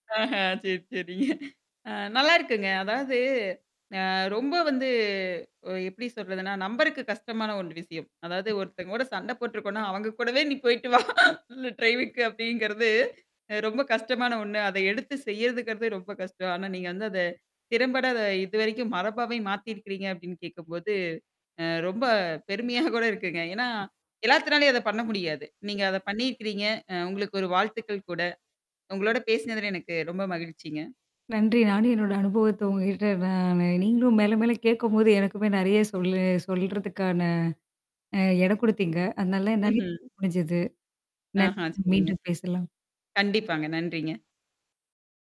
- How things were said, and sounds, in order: laughing while speaking: "ஆஹா! சரி, சரிங்க"; laughing while speaking: "அவங்க கூடவே நீ போயி்டு வா ட்ரைவிக்கு, அப்டிங்கிறது ரொம்ப கஷ்டமான ஒண்ணு"; laughing while speaking: "ரொம்ப பெருமையா கூட இருக்குங்க"; other noise; unintelligible speech; distorted speech
- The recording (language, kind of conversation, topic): Tamil, podcast, நீங்கள் உருவாக்கிய புதிய குடும்ப மரபு ஒன்றுக்கு உதாரணம் சொல்ல முடியுமா?